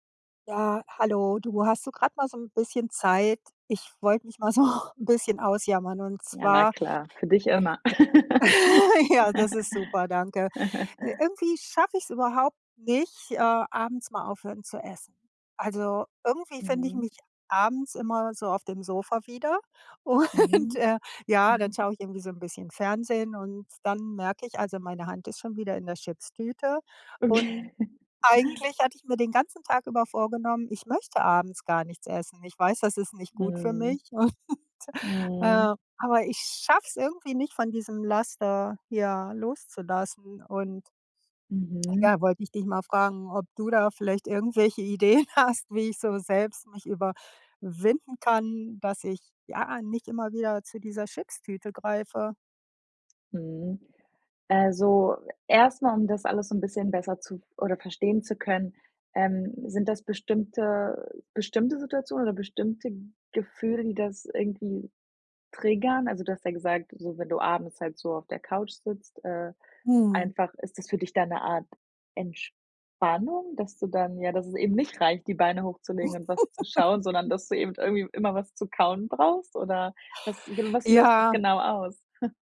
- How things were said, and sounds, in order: laughing while speaking: "so"; laugh; laugh; laughing while speaking: "und"; chuckle; laughing while speaking: "Okay"; laughing while speaking: "und"; laughing while speaking: "Ideen hast"; giggle; "eben" said as "ebend"; chuckle
- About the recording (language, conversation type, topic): German, advice, Wie kann ich abends trotz guter Vorsätze mit stressbedingtem Essen aufhören?